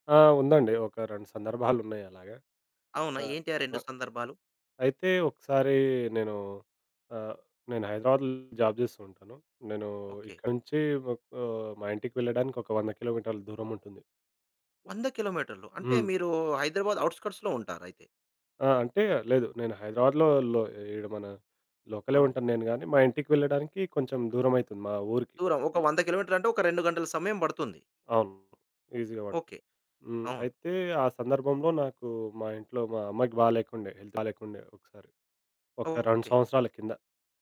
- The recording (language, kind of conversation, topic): Telugu, podcast, ఒంటరిగా ప్రయాణించే సమయంలో వచ్చే భయాన్ని మీరు ఎలా ఎదుర్కొంటారు?
- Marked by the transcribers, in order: distorted speech; in English: "జాబ్"; in English: "ఔట్‌స్కర్ట్స్‌లో"; other background noise; in English: "ఈజీగా"; in English: "హెల్త్"